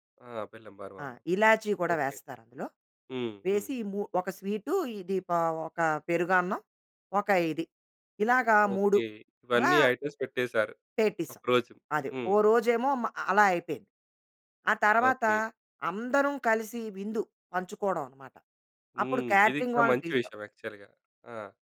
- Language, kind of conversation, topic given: Telugu, podcast, సమూహ విందులో ఆహార పరిమితులను మీరు ఎలా గౌరవిస్తారు?
- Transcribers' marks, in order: in Hindi: "ఇలాచి"; in English: "ఐటెమ్స్"; in English: "క్యాటరింగ్"; in English: "యాక్చువల్‌గా"